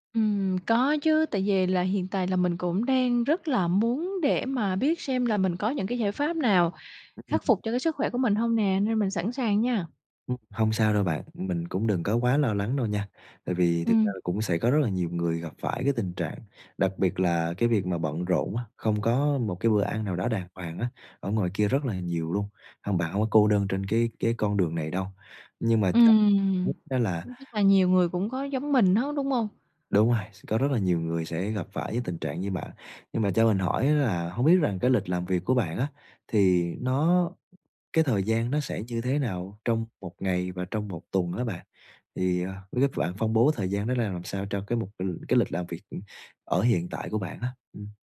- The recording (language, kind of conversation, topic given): Vietnamese, advice, Khó duy trì chế độ ăn lành mạnh khi quá bận công việc.
- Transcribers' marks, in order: tapping; unintelligible speech; other background noise